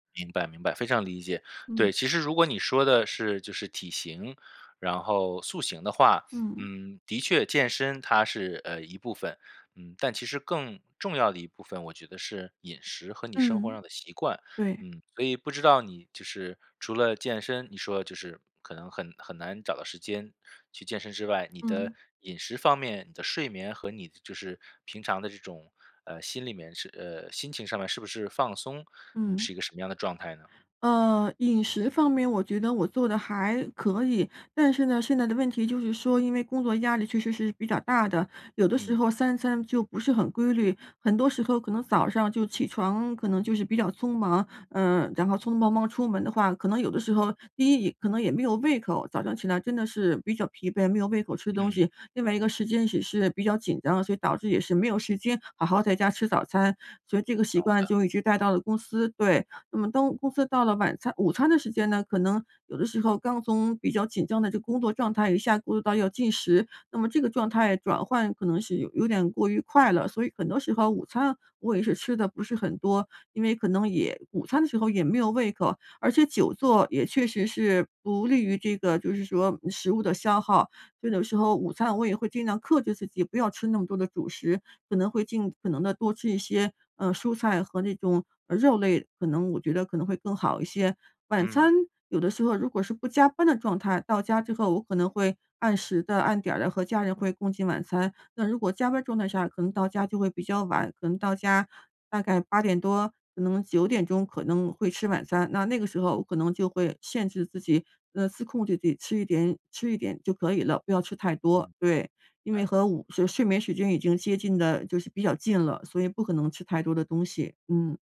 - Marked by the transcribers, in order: "也是" said as "史事"
- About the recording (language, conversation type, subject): Chinese, advice, 我每天久坐、运动量不够，应该怎么开始改变？